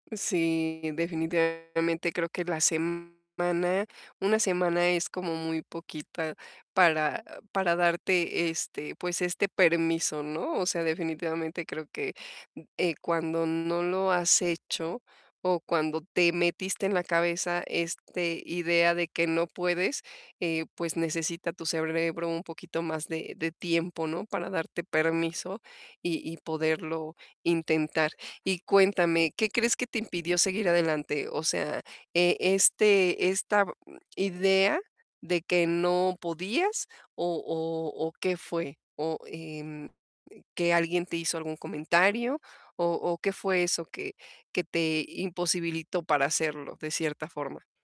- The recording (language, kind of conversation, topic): Spanish, advice, ¿Cómo puedo recuperar la motivación después de varios intentos frustrados?
- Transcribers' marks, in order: distorted speech; other background noise